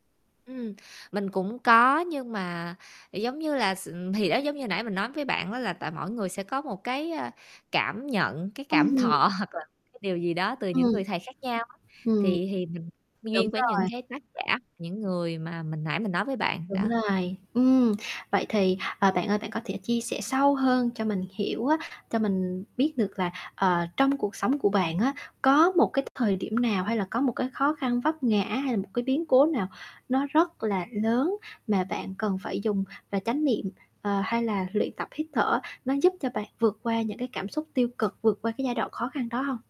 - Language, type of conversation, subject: Vietnamese, podcast, Bạn thực hành chính niệm như thế nào để quản lý lo âu?
- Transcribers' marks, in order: tapping; laughing while speaking: "thọ"; other background noise; distorted speech; static